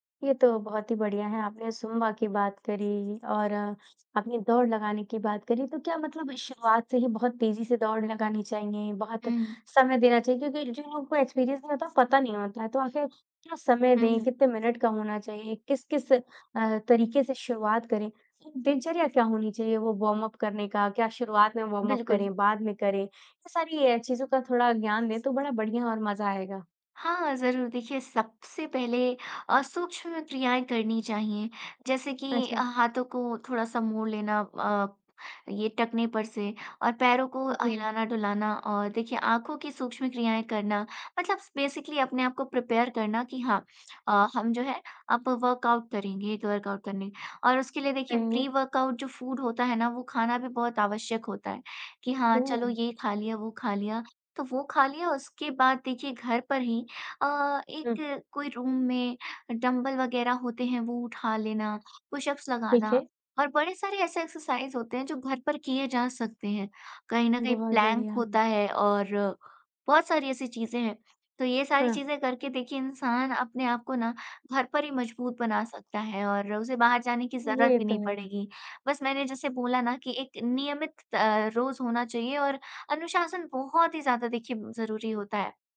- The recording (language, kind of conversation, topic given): Hindi, podcast, जिम नहीं जा पाएं तो घर पर व्यायाम कैसे करें?
- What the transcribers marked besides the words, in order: other background noise; in English: "एक्सपीरियंस"; in English: "वॉर्मअप"; in English: "वॉर्मअप"; in English: "बेसिकली"; in English: "प्रिपेयर"; in English: "वर्कआउट"; in English: "वर्कआउट"; in English: "प्री-वर्कआउट"; in English: "रूम"; in English: "पुश-अप्स"; in English: "एक्सरसाइज़"; in English: "प्लैंक"